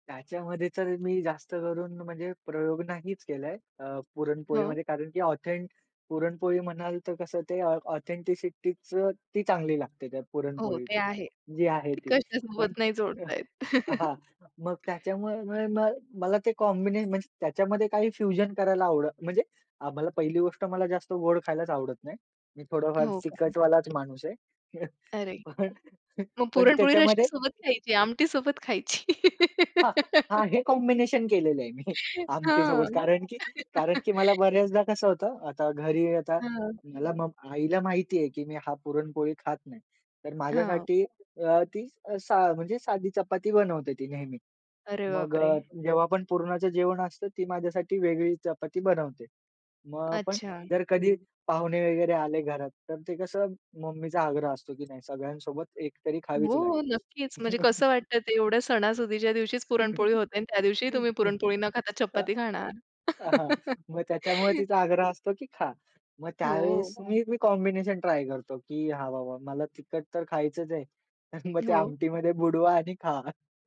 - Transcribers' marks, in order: in English: "ऑथेंटिसिटीच"; laughing while speaking: "ते कशासोबत नाही जोडत आहेत"; tapping; other background noise; in English: "फ्युजन"; laughing while speaking: "पण पण त्याच्यामध्ये"; laughing while speaking: "रस्यासोबत खायची, आमटी सोबत खायची"; laugh; in English: "कॉम्बिनेशन"; laughing while speaking: "मी"; laughing while speaking: "हां"; laugh; chuckle; laugh; laughing while speaking: "त अहा, मग त्याच्यामुळे तिचा आग्रह असतो"; laugh; in English: "कॉम्बिनेशन"; laughing while speaking: "तर मग ते आमटीमध्ये बुडवा आणि खा"
- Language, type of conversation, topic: Marathi, podcast, घरच्या पदार्थांना वेगवेगळ्या खाद्यपद्धतींचा संगम करून नवी चव कशी देता?